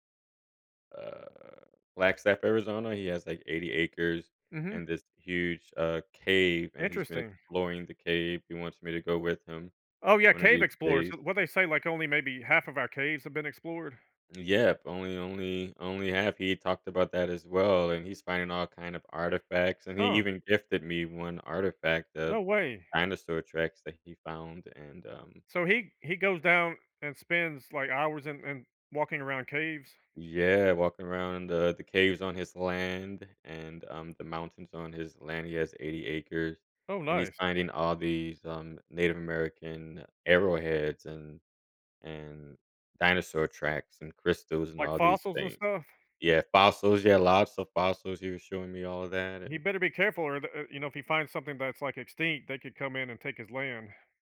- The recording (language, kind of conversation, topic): English, unstructured, What can explorers' perseverance teach us?
- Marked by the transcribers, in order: other background noise